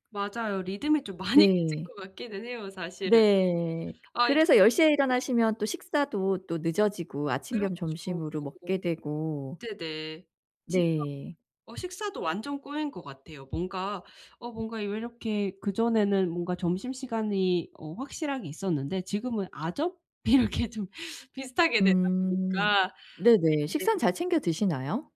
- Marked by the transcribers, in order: laughing while speaking: "많이"; tapping; other background noise; unintelligible speech; laughing while speaking: "이렇게 좀"
- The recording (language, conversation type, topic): Korean, advice, 미래의 결과를 상상해 충동적인 선택을 줄이려면 어떻게 해야 하나요?